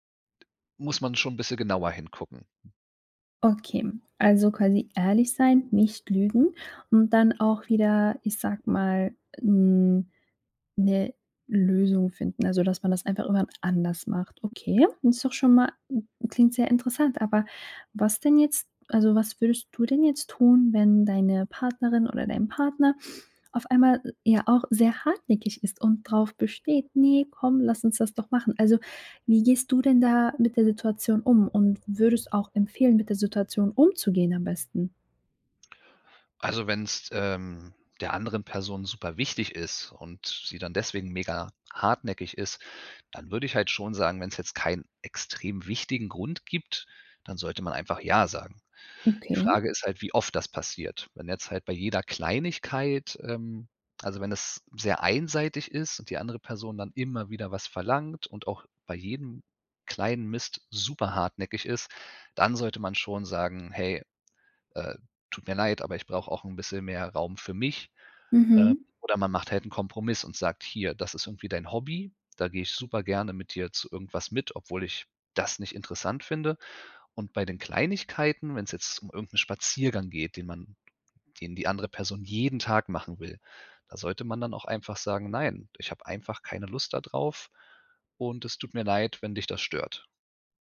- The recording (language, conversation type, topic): German, podcast, Wie sagst du Nein, ohne die Stimmung zu zerstören?
- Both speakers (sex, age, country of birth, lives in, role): female, 25-29, Germany, Germany, host; male, 35-39, Germany, Germany, guest
- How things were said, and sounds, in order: other background noise